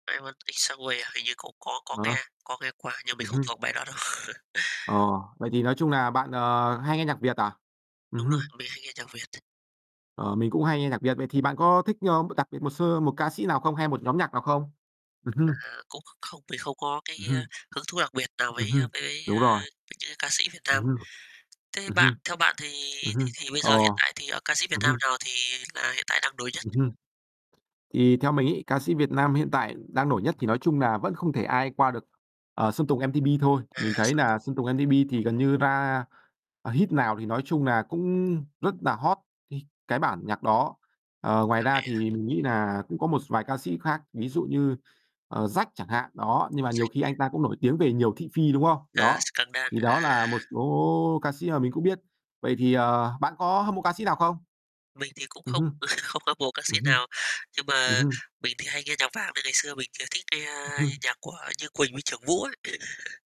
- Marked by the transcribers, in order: distorted speech; laugh; other background noise; tapping; unintelligible speech; in English: "hit"; unintelligible speech; in English: "scandal"; chuckle; chuckle
- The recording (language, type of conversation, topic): Vietnamese, unstructured, Bạn nghĩ vai trò của âm nhạc trong cuộc sống hằng ngày là gì?